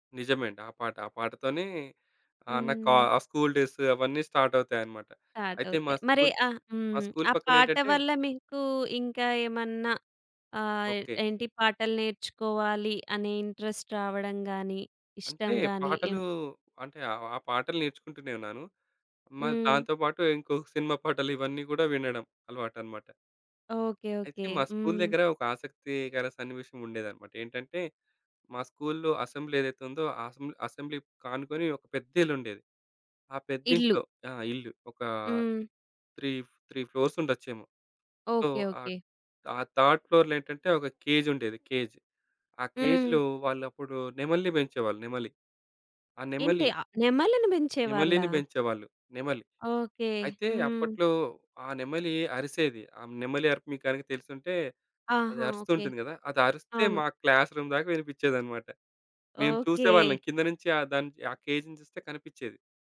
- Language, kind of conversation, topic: Telugu, podcast, చిన్నతనం గుర్తొచ్చే పాట పేరు ఏదైనా చెప్పగలరా?
- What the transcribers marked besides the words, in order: in English: "డేస్"; in English: "ఇంట్రెస్ట్"; in English: "అసెంబ్లీ"; in English: "అసెంబ్ అసెంబ్లీ"; in English: "త్రీ"; in English: "త్రీ ఫ్లోర్స్"; in English: "సో"; in English: "థర్డ్ ఫ్లోర్‌లో"; in English: "కేజ్"; other background noise; in English: "కేజ్‌లో"; tapping; in English: "క్లాస్ రూమ్"; in English: "కేజ్‌ని"